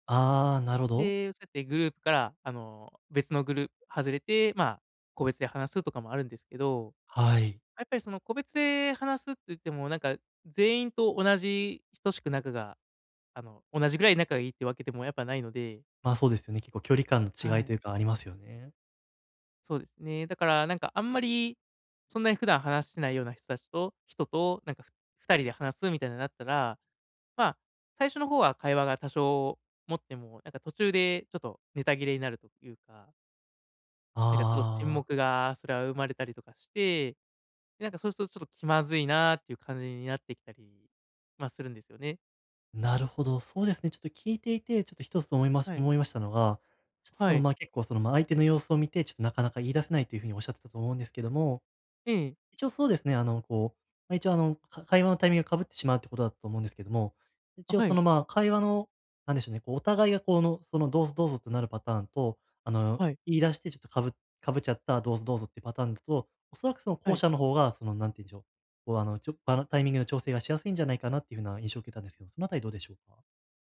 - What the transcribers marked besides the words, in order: none
- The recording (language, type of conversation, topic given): Japanese, advice, グループの集まりで孤立しないためには、どうすればいいですか？